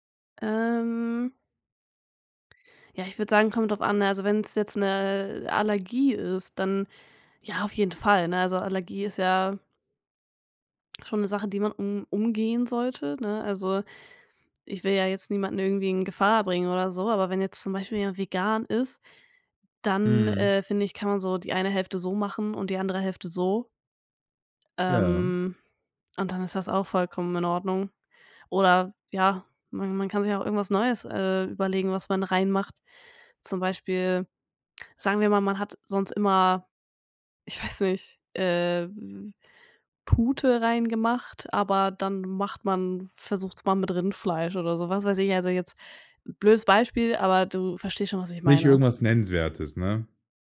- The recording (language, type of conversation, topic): German, podcast, Wie gebt ihr Familienrezepte und Kochwissen in eurer Familie weiter?
- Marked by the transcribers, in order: none